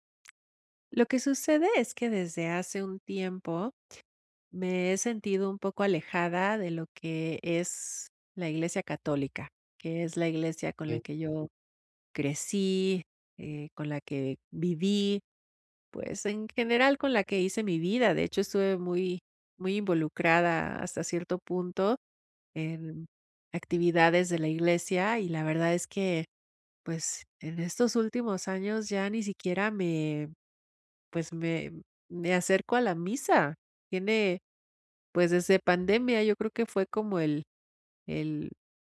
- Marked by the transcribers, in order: tapping; other background noise
- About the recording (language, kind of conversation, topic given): Spanish, advice, ¿Cómo puedo afrontar una crisis espiritual o pérdida de fe que me deja dudas profundas?